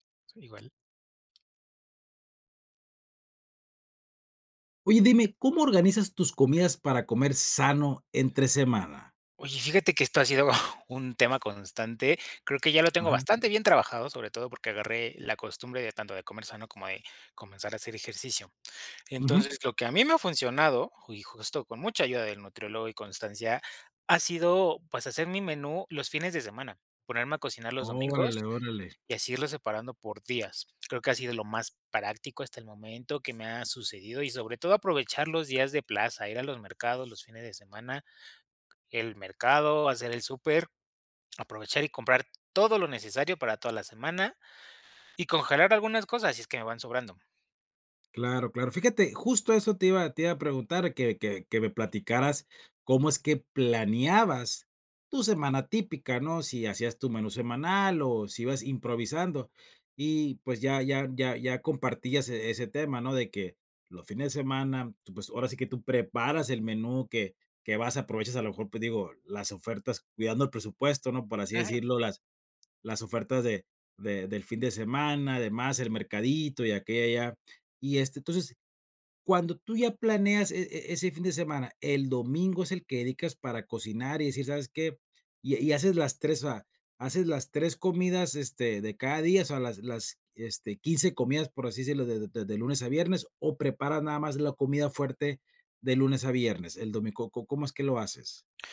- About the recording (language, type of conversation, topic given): Spanish, podcast, ¿Cómo organizas tus comidas para comer sano entre semana?
- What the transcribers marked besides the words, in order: tapping